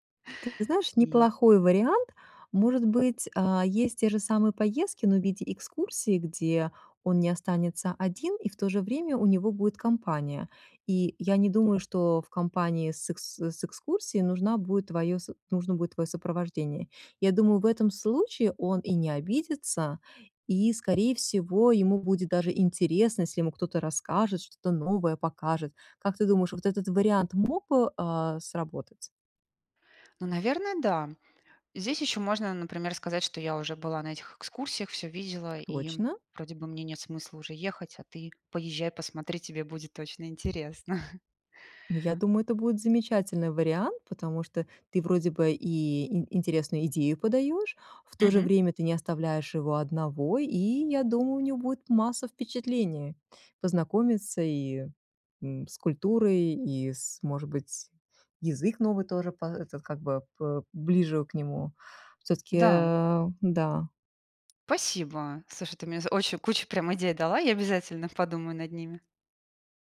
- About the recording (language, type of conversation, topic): Russian, advice, Как справляться с усталостью и перегрузкой во время праздников
- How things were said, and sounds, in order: other background noise; tapping; chuckle